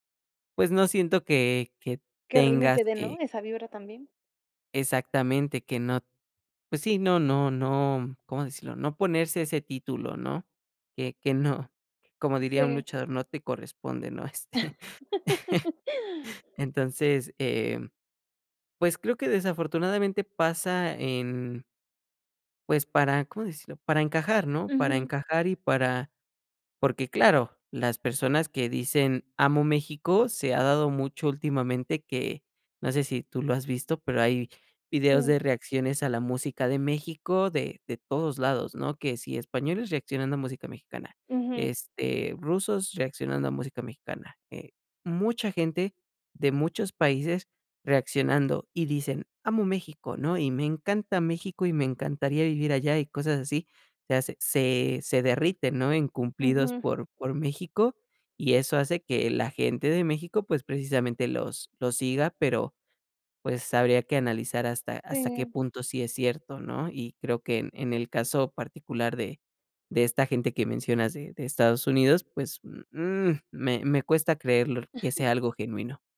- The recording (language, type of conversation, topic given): Spanish, podcast, ¿Qué canción en tu idioma te conecta con tus raíces?
- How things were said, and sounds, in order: tapping; laugh; chuckle; chuckle